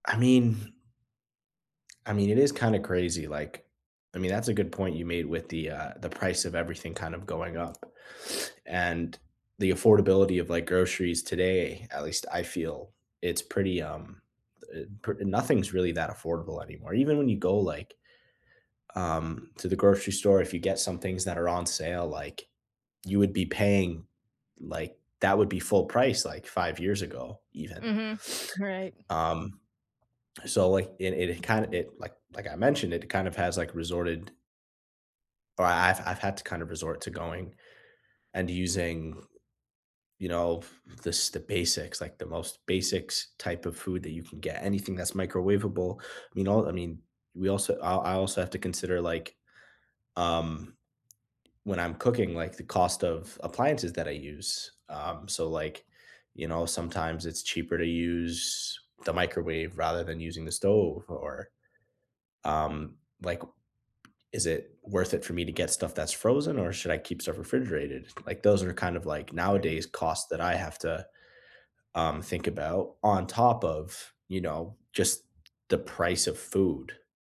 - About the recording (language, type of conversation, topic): English, unstructured, How has your home cooking evolved over the years, and what experiences have shaped those changes?
- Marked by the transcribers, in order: tapping